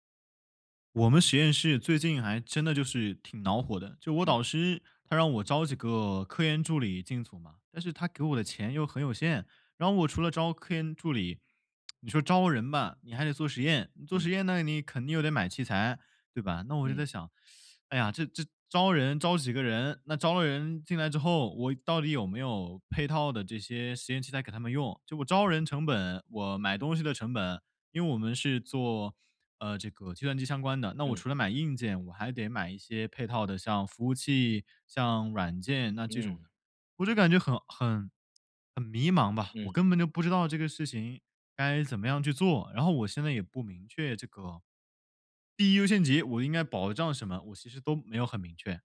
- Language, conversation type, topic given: Chinese, advice, 在资金有限的情况下，我该如何确定资源分配的优先级？
- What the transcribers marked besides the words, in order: tsk; teeth sucking